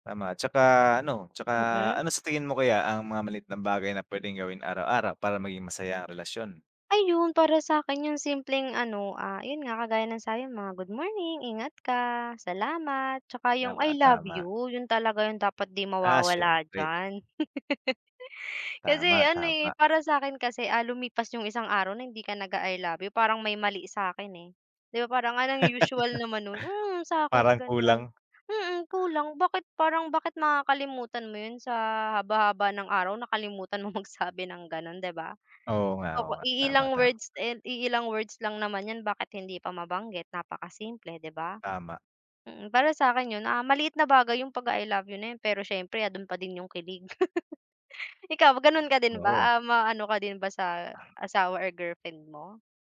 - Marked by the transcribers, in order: tapping; laugh; laugh; other background noise; laughing while speaking: "magsabi"; laugh
- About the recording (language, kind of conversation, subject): Filipino, unstructured, Ano ang mga simpleng paraan para mapanatili ang saya sa relasyon?